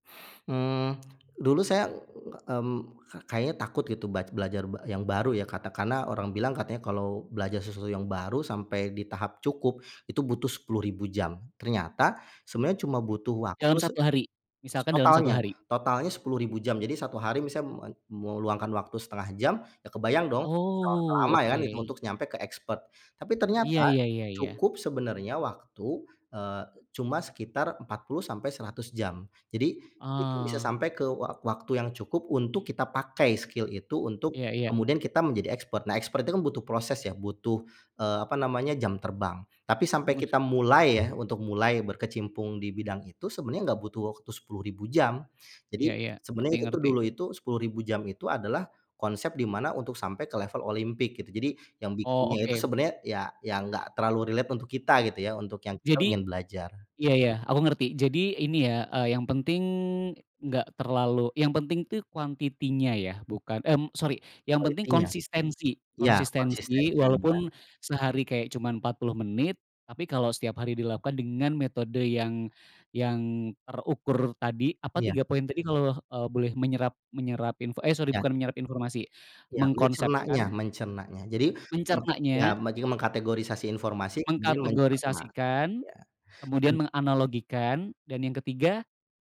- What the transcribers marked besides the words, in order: tongue click; other background noise; "misal" said as "misam"; in English: "skill"; tapping; in English: "relate"; in English: "quantity-nya"; in English: "Quality-nya"
- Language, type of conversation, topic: Indonesian, podcast, Bagaimana cara belajar yang efektif bagi orang yang sibuk?